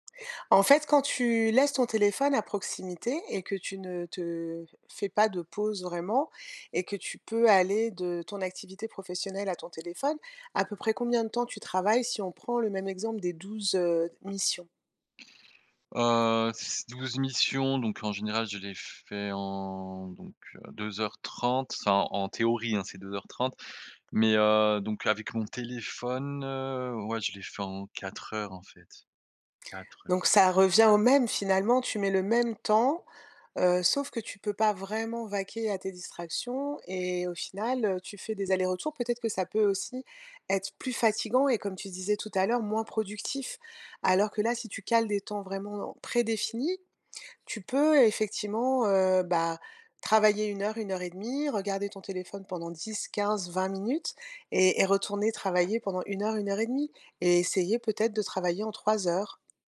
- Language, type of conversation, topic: French, advice, Comment réduire les distractions numériques pendant mes heures de travail ?
- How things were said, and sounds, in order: drawn out: "en"; tapping; other background noise